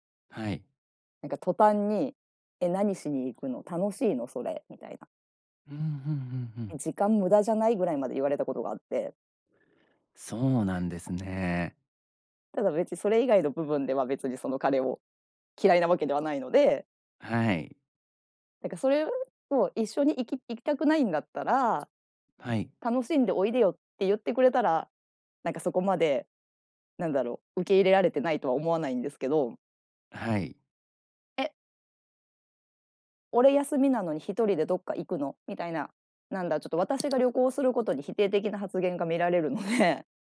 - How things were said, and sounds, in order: other background noise; laughing while speaking: "ので"
- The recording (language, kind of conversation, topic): Japanese, advice, 恋人に自分の趣味や価値観を受け入れてもらえないとき、どうすればいいですか？